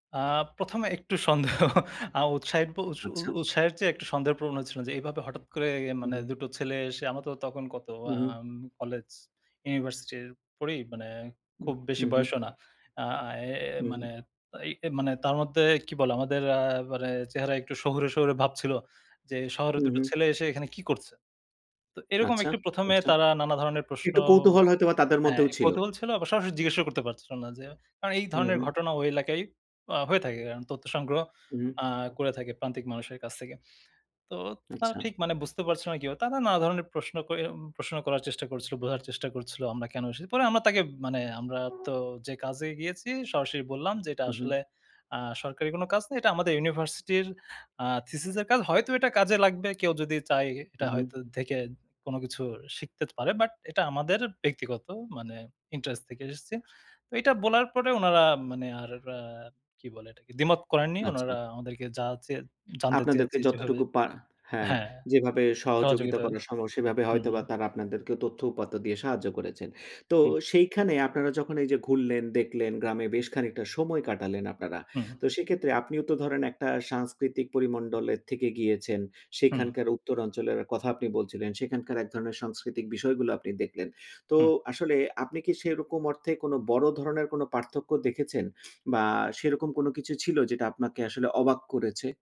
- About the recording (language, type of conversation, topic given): Bengali, podcast, স্থানীয় কোনো বাড়িতে অতিথি হয়ে গেলে আপনার অভিজ্ঞতা কেমন ছিল?
- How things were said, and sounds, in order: laughing while speaking: "সন্দেহ"; tapping; horn; other background noise; snort